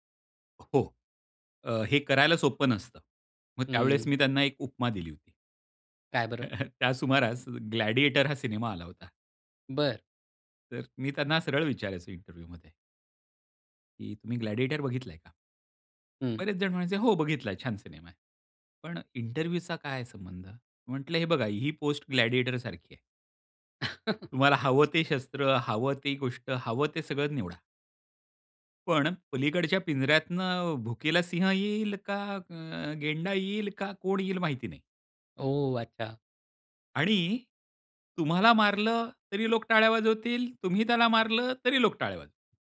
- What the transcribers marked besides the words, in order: other background noise; chuckle; tapping; in English: "इंटरव्ह्यूमध्ये"; in English: "इंटरव्ह्यूचा"; chuckle
- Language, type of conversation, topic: Marathi, podcast, नकार देताना तुम्ही कसे बोलता?